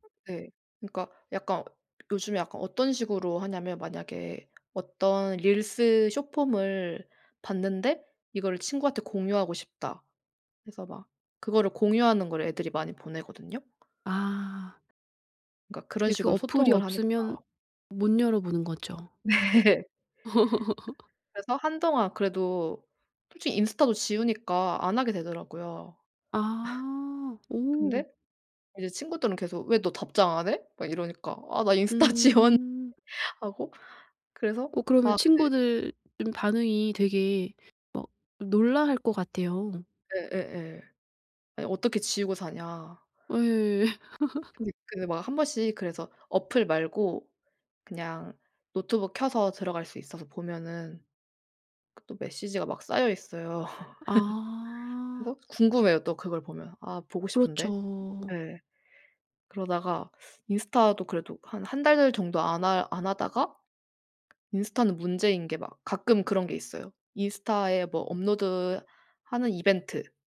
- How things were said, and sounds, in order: other background noise; laughing while speaking: "네"; tapping; laugh; laugh; other noise; laughing while speaking: "지웠는데"; laugh; laugh
- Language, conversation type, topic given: Korean, podcast, 디지털 디톡스는 어떻게 시작하나요?